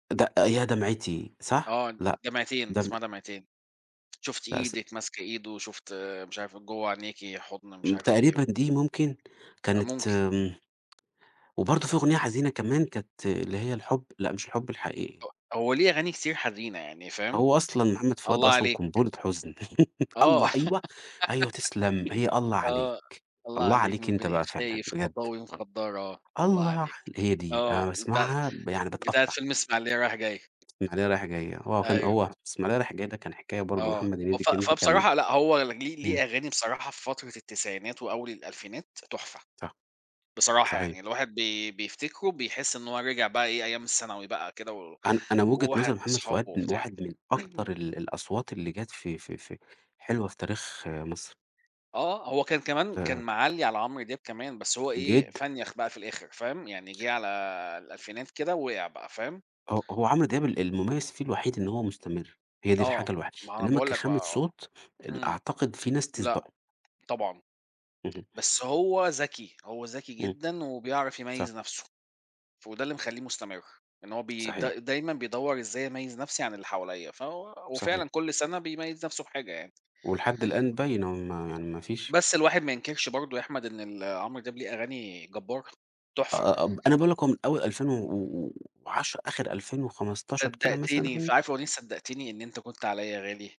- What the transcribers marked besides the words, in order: tapping; laugh; giggle; unintelligible speech; sneeze; other background noise
- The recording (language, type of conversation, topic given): Arabic, unstructured, إيه دور الفن في حياتك اليومية؟